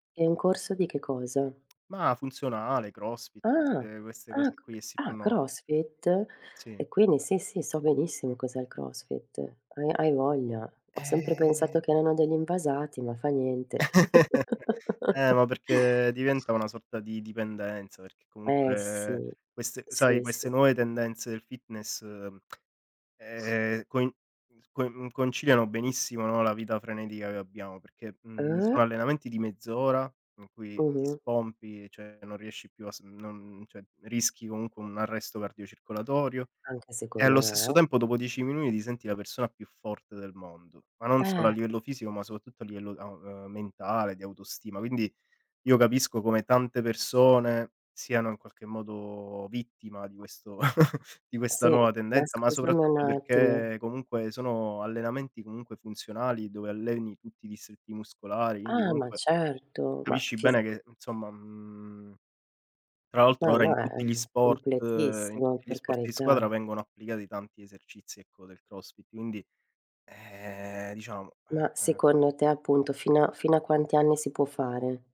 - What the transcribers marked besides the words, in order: tapping; drawn out: "Ehm"; chuckle; drawn out: "ehm"; other background noise; drawn out: "Uh"; "cioè" said as "ceh"; "cioè" said as "ceh"; "soprattutto" said as "sopatutto"; chuckle; "quindi" said as "indi"; drawn out: "ehm"
- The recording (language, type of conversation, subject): Italian, unstructured, Qual è l’attività fisica ideale per te per rimanere in forma?